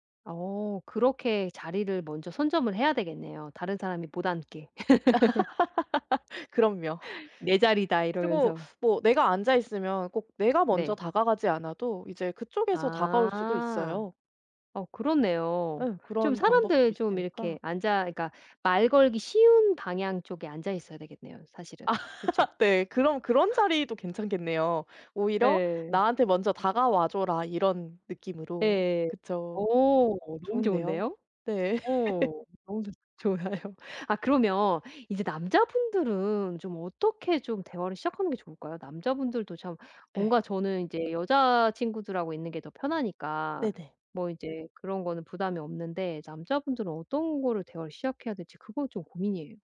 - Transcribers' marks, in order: other background noise; tapping; laugh; laugh; laughing while speaking: "좋아요"; laugh
- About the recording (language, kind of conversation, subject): Korean, advice, 파티에서 어색함을 느끼고 사람들과 대화하기 어려울 때 어떻게 하면 좋을까요?